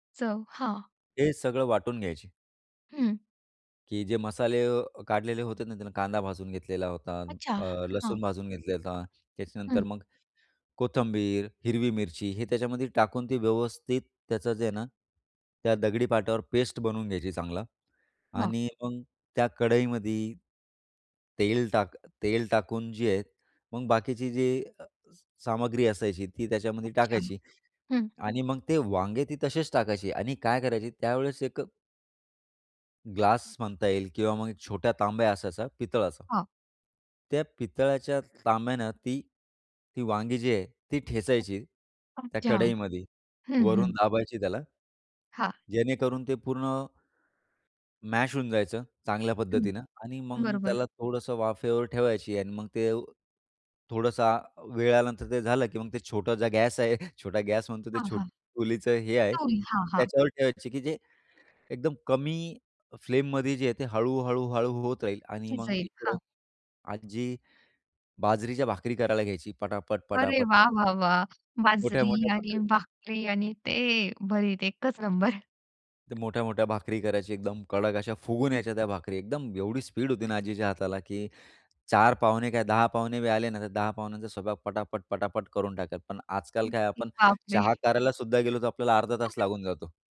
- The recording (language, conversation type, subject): Marathi, podcast, तुझ्या आजी-आजोबांच्या स्वयंपाकातली सर्वात स्मरणीय गोष्ट कोणती?
- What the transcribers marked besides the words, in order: other background noise; other noise; in English: "मॅश"; unintelligible speech; chuckle; chuckle